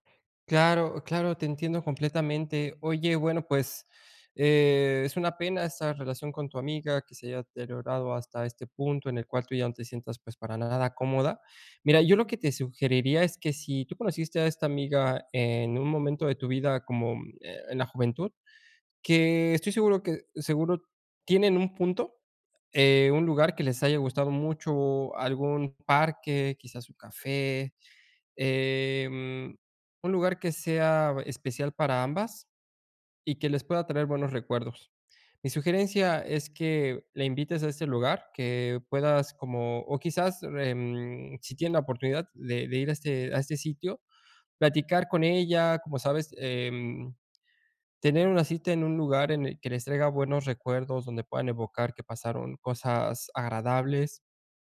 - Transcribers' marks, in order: other background noise
- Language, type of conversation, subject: Spanish, advice, ¿Cómo puedo equilibrar lo que doy y lo que recibo en mis amistades?